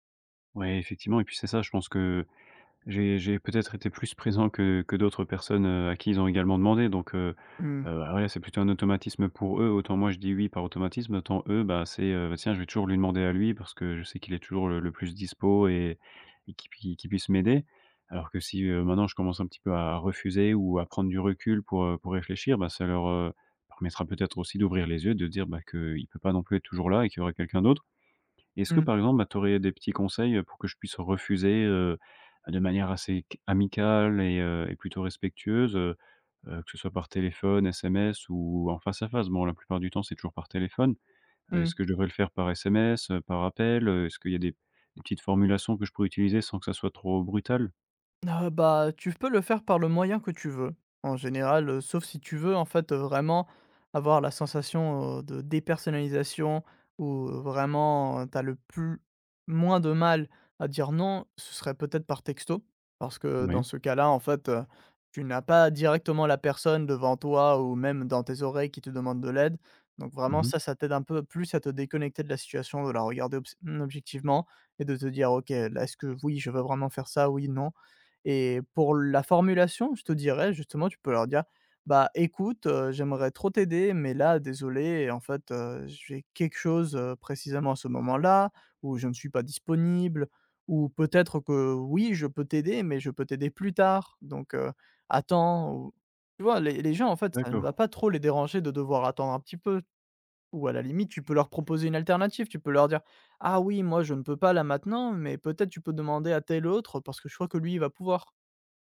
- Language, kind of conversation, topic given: French, advice, Comment puis-je apprendre à dire non et à poser des limites personnelles ?
- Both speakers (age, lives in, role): 20-24, France, advisor; 25-29, France, user
- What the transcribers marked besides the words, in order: stressed: "plus tard"